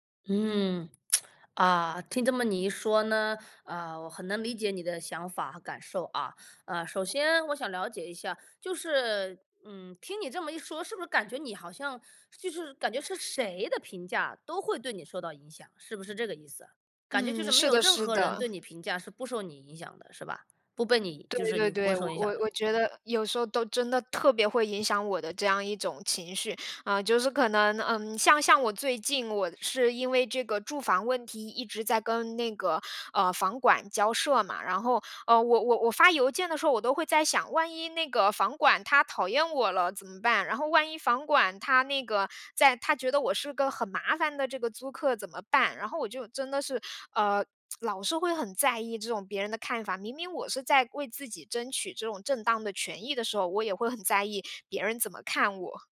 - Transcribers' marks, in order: lip smack; other background noise; lip smack
- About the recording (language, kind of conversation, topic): Chinese, advice, 我很在意别人的评价，怎样才能不那么敏感？